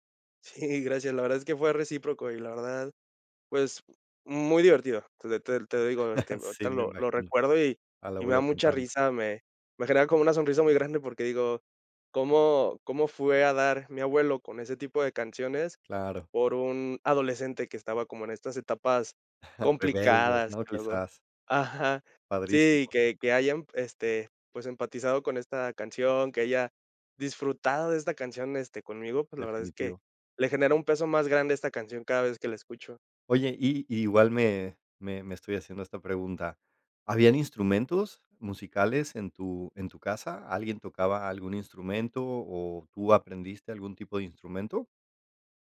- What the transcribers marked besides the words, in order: chuckle; chuckle
- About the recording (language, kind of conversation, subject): Spanish, podcast, ¿Cómo influyó tu familia en tus gustos musicales?